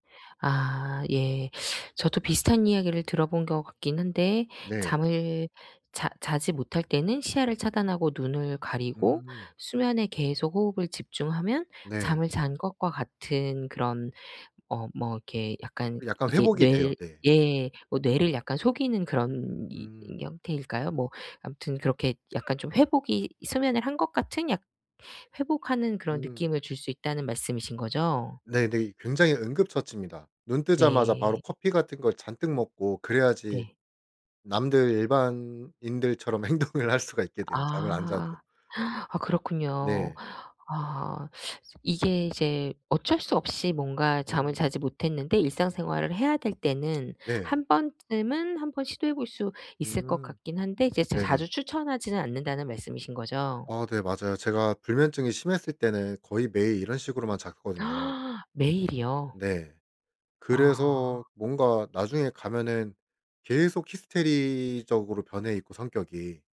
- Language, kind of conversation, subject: Korean, podcast, 수면은 회복에 얼마나 중요하다고 느끼시나요?
- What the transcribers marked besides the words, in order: other background noise; laughing while speaking: "행동을 할 수가"; gasp; tapping; gasp